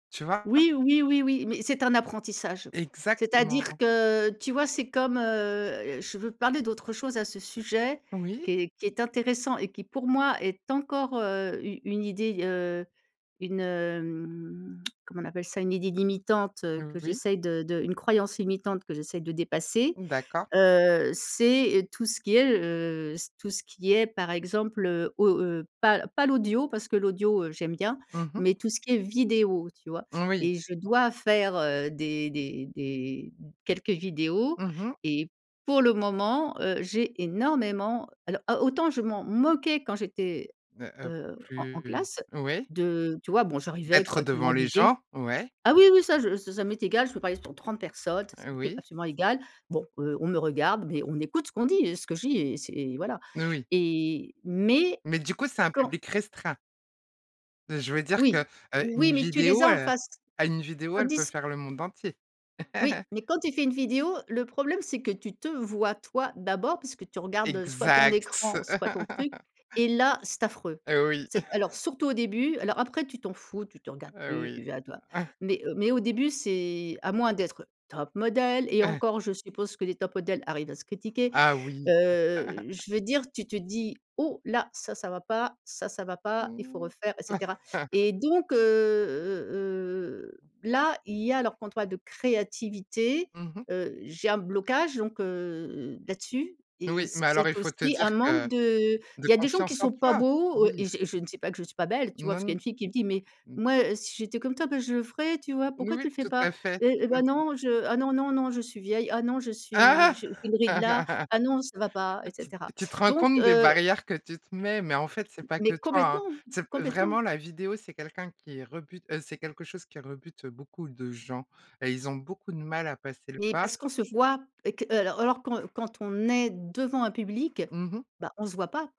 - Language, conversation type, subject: French, podcast, Comment ton identité créative a-t-elle commencé ?
- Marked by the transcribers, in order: drawn out: "hem"; tongue click; tapping; stressed: "mais"; chuckle; chuckle; chuckle; chuckle; stressed: "top model"; throat clearing; chuckle; chuckle; chuckle; other background noise